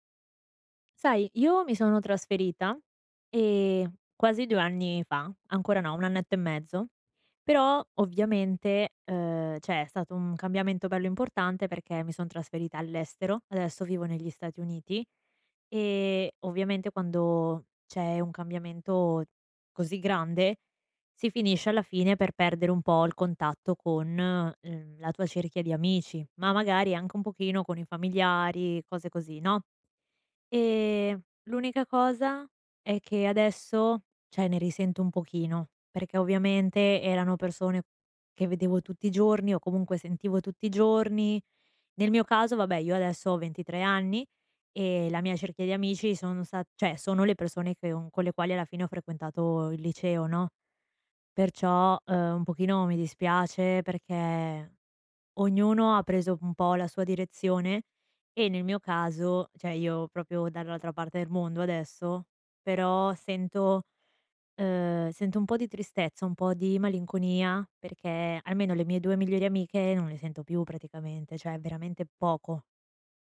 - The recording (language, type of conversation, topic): Italian, advice, Come posso gestire l’allontanamento dalla mia cerchia di amici dopo un trasferimento?
- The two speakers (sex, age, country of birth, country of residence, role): female, 20-24, Italy, Italy, advisor; female, 20-24, Italy, United States, user
- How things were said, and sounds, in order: "cioè" said as "ceh"; "cioè" said as "ceh"; "cioè" said as "ceh"; "cioè" said as "ceh"; "proprio" said as "propio"; "cioè" said as "ceh"